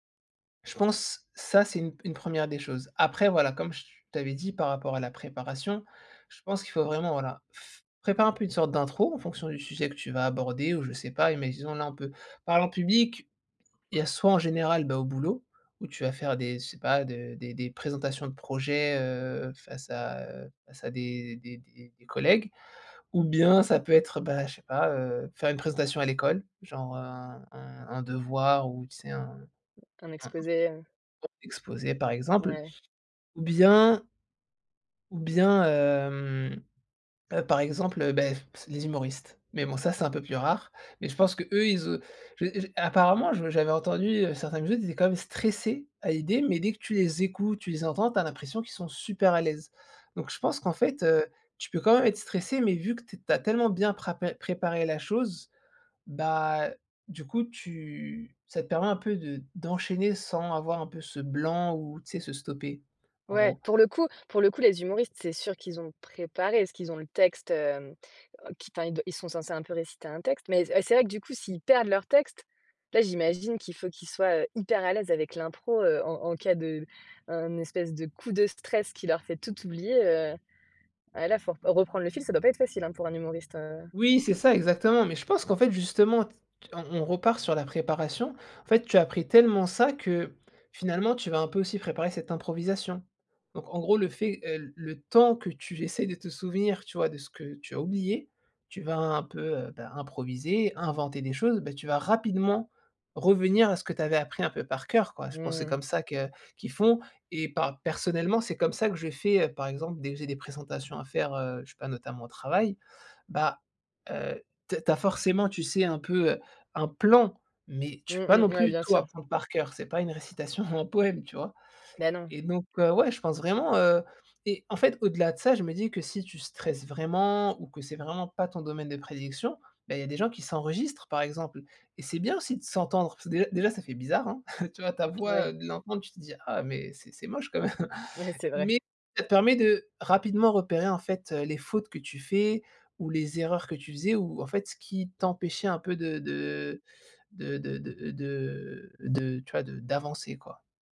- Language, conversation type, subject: French, podcast, Quelles astuces pour parler en public sans stress ?
- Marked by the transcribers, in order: unintelligible speech; drawn out: "hem"; stressed: "stressés"; other background noise; stressed: "hyper"; stressed: "temps"; stressed: "plan"; tapping; laughing while speaking: "récitation"; chuckle; laughing while speaking: "quand même"